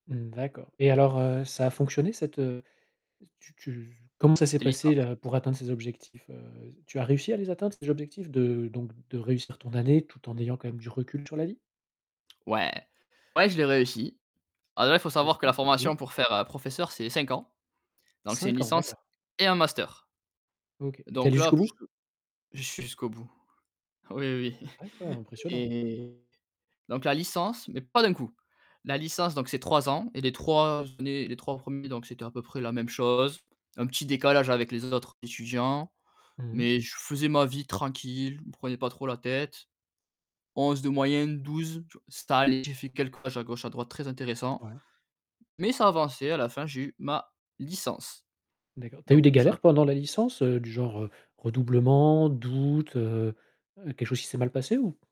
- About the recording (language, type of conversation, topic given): French, podcast, Peux-tu nous raconter ton parcours scolaire et comment tu en es arrivé là ?
- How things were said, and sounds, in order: other background noise; distorted speech; stressed: "et un master"; chuckle; stressed: "d'un coup"; stressed: "ma licence"; tapping